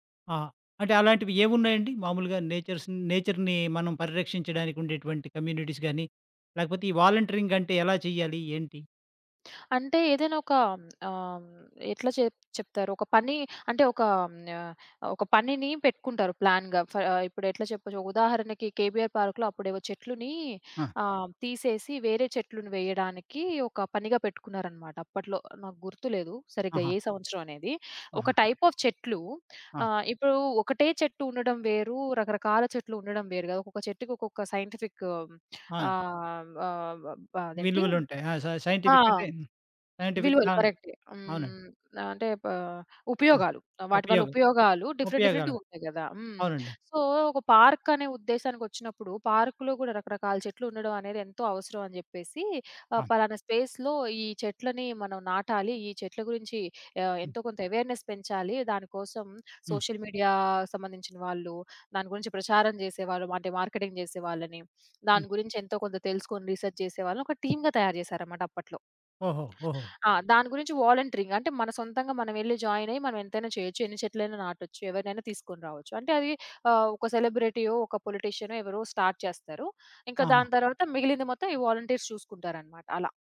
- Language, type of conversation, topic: Telugu, podcast, ప్రకృతిలో ఉన్నప్పుడు శ్వాసపై దృష్టి పెట్టడానికి మీరు అనుసరించే ప్రత్యేకమైన విధానం ఏమైనా ఉందా?
- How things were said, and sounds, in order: in English: "నేచర్స్, నేచర్‌ని"; in English: "కమ్యూనిటీస్"; in English: "వాలంటీరింగ్"; tapping; in English: "ప్లాన్‌గా"; in English: "టైప్ ఆఫ్"; in English: "సైంటిఫిక్"; in English: "కరెక్ట్"; in English: "సైంటిఫిక్"; in English: "డిఫరెంట్ డిఫరెంట్‌గా"; in English: "సైంటిఫిక్"; in English: "సో"; in English: "పార్క్"; in English: "పార్క్‌లో"; in English: "స్పేస్‌లో"; in English: "అవేర్‌నెస్"; in English: "సోషల్ మీడియా"; in English: "మార్కెటింగ్"; in English: "రీసెర్చ్"; in English: "టీమ్‌గా"; in English: "వాలంటీరింగ్"; in English: "జాయిన్"; in English: "స్టార్ట్"; in English: "వాలంటీర్స్"